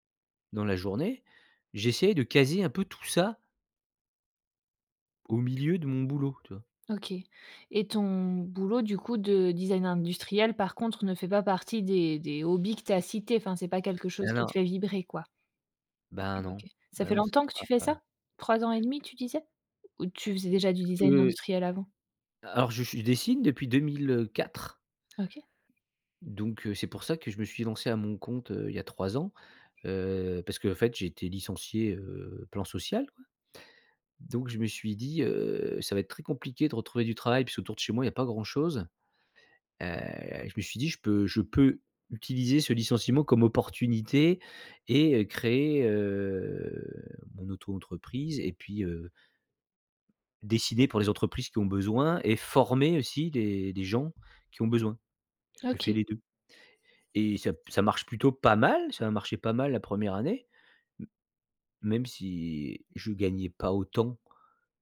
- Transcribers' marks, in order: other background noise; drawn out: "heu"; tapping
- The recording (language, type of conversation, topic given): French, advice, Pourquoi est-ce que je me sens coupable de prendre du temps pour moi ?